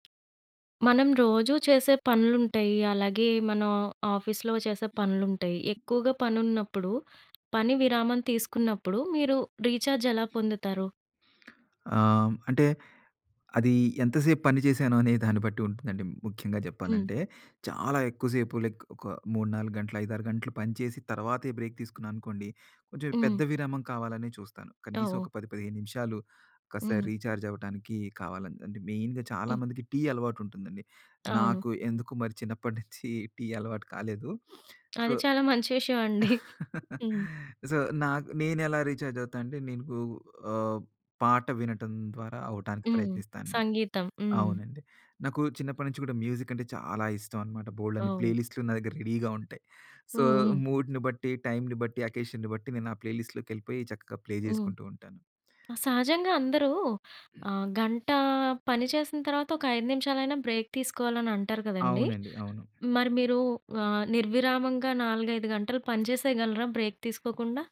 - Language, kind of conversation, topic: Telugu, podcast, మీరు పని విరామాల్లో శక్తిని ఎలా పునఃసంచయం చేసుకుంటారు?
- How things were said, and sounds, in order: tapping; in English: "ఆఫీస్‌లో"; in English: "రీచార్జ్"; in English: "లైక్"; in English: "బ్రేక్"; in English: "రీచార్జ్"; in English: "మెయిన్‌గా"; giggle; sniff; other noise; in English: "సో సో"; chuckle; in English: "రీచార్జ్"; giggle; in English: "మ్యూజిక్"; in English: "ప్లే"; in English: "రెడీగా"; in English: "సో మూడ్‌ని"; in English: "అకేషన్‌ని"; in English: "ప్లే లిస్ట్‌లోకెళ్ళిపోయి"; in English: "ప్లే"; other background noise; in English: "బ్రేక్"; in English: "బ్రేక్"